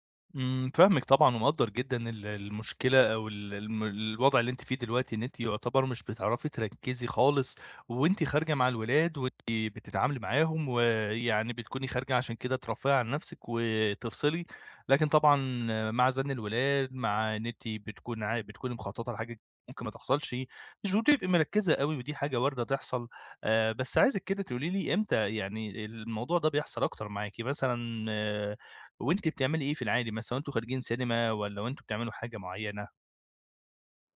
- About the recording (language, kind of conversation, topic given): Arabic, advice, ليه مش بعرف أركز وأنا بتفرّج على أفلام أو بستمتع بوقتي في البيت؟
- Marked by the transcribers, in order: tapping